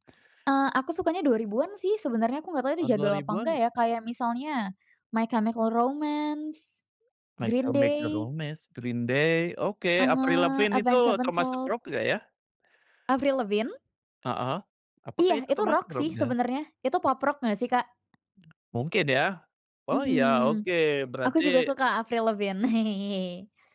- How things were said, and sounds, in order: tapping; other background noise; laugh
- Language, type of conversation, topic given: Indonesian, podcast, Kapan terakhir kali kamu menemukan lagu yang benar-benar ngena?